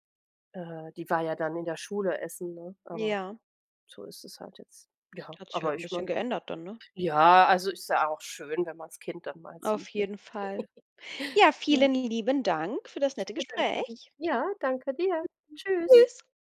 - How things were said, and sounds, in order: giggle; unintelligible speech
- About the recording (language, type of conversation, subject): German, unstructured, Wie organisierst du deinen Tag, damit du alles schaffst?